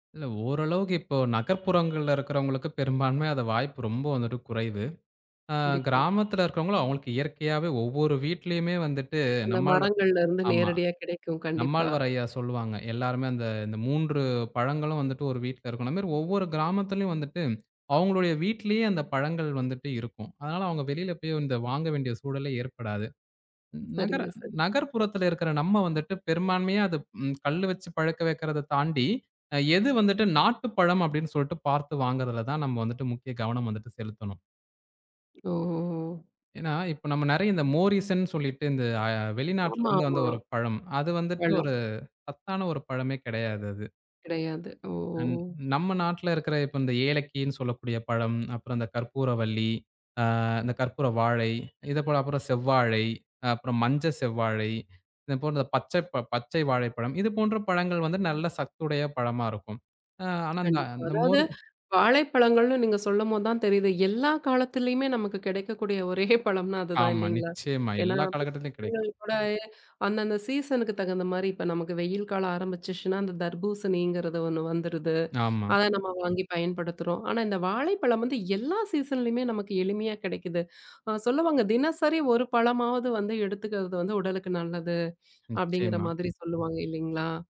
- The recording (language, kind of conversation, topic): Tamil, podcast, பருவத்துக்கேற்ப பழங்களை வாங்கி சாப்பிட்டால் என்னென்ன நன்மைகள் கிடைக்கும்?
- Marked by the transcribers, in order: horn; tapping; drawn out: "ஓ!"; drawn out: "ம்"; laughing while speaking: "ஒரே பழம்னா அது தான் இல்லீங்களா?"; in English: "சீசன்க்கு"; in English: "சீசன்லையுமே"; other background noise